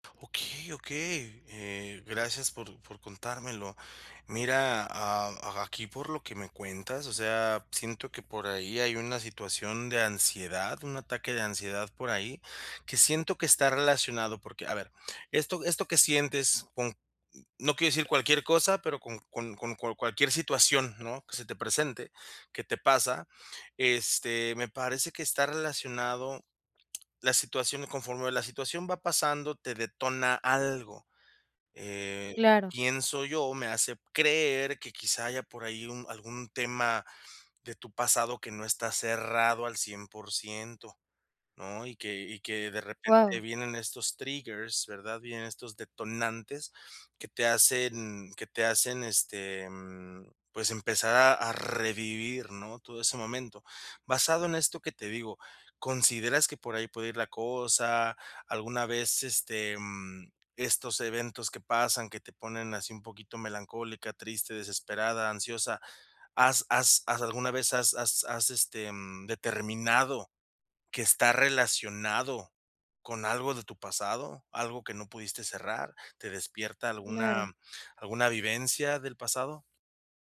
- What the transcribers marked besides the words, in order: none
- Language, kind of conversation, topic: Spanish, advice, ¿Cómo puedo manejar reacciones emocionales intensas en mi día a día?